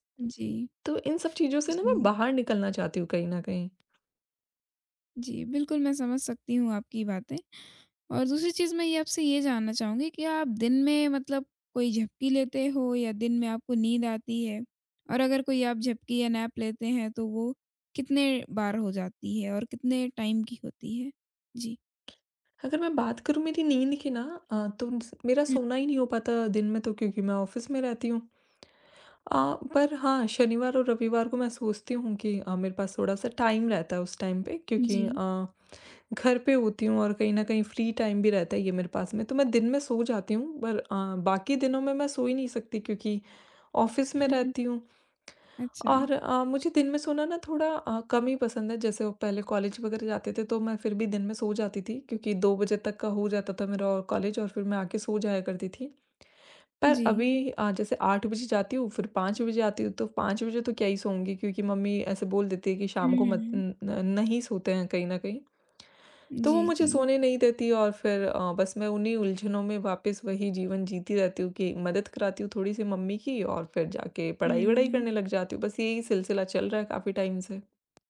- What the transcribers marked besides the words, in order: tapping; in English: "नैप"; in English: "टाइम"; in English: "ऑफिस"; in English: "टाइम"; in English: "टाइम"; in English: "फ्री टाइम"; in English: "ऑफिस"; in English: "कॉलेज"; in English: "कॉलेज"; in English: "टाइम"
- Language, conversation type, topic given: Hindi, advice, आपकी नींद अनियमित होने से आपको थकान और ध्यान की कमी कैसे महसूस होती है?